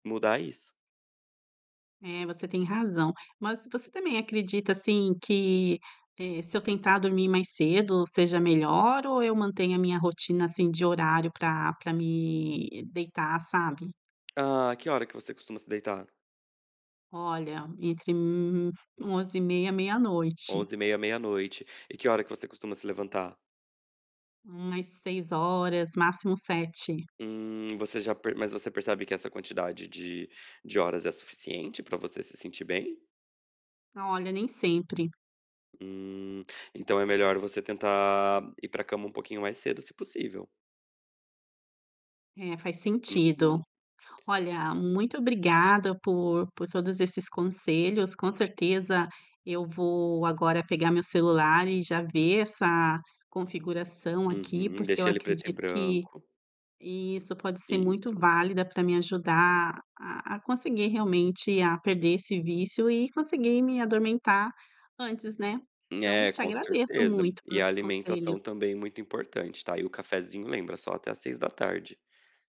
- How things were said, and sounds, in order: drawn out: "tentar"
- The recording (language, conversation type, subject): Portuguese, advice, Como usar o celular na cama pode atrapalhar o sono e dificultar o adormecer?